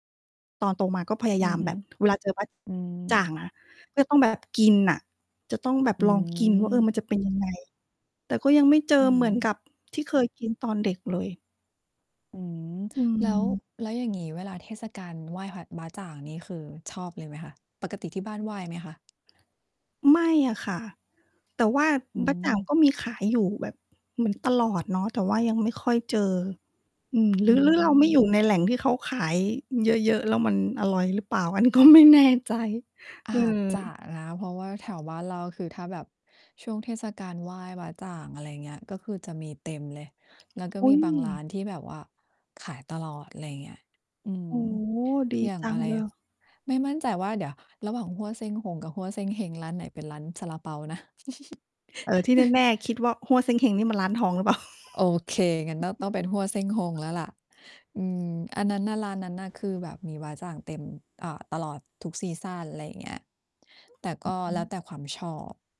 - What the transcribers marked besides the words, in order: distorted speech; laughing while speaking: "อันนี้ก็ไม่แน่ใจ"; tapping; chuckle; chuckle; other background noise; mechanical hum
- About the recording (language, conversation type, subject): Thai, unstructured, คุณรู้สึกอย่างไรกับอาหารที่เคยทำให้คุณมีความสุขแต่ตอนนี้หากินยาก?